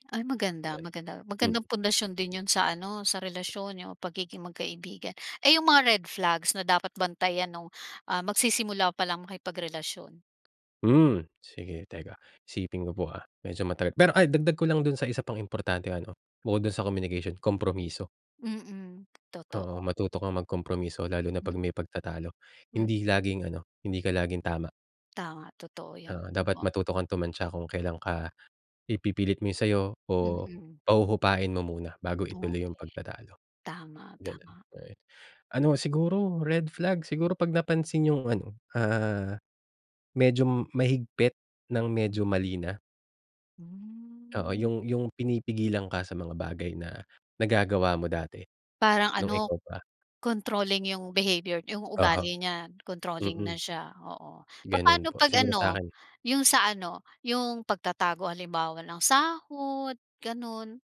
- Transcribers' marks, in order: none
- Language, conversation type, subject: Filipino, podcast, Paano mo pinipili ang taong makakasama mo habang buhay?